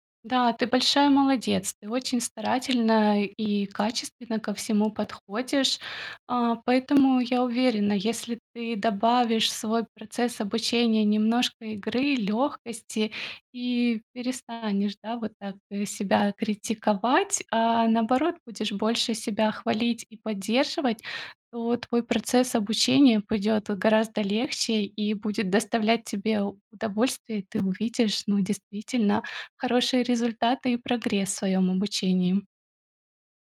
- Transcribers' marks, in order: tapping; other background noise
- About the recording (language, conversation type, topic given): Russian, advice, Как перестать постоянно сравнивать себя с друзьями и перестать чувствовать, что я отстаю?